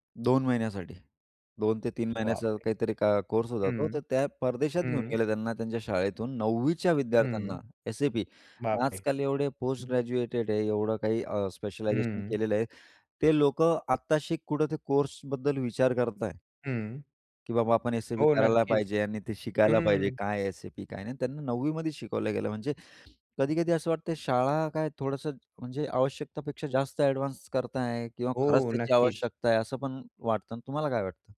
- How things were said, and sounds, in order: tapping; "कुठे" said as "कुढ"
- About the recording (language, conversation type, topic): Marathi, podcast, मुलांवरील माहितीचा मारा कमी करण्यासाठी तुम्ही कोणते उपाय सुचवाल?